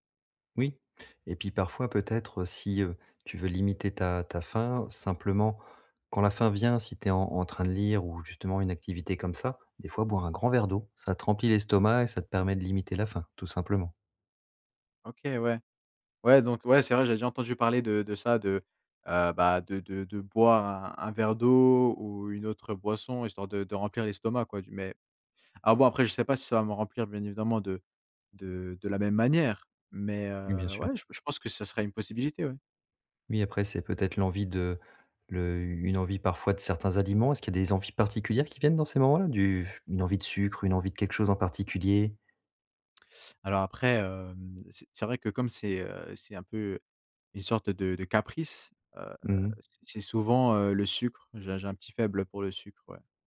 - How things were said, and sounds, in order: none
- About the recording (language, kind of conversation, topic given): French, advice, Comment arrêter de manger tard le soir malgré ma volonté d’arrêter ?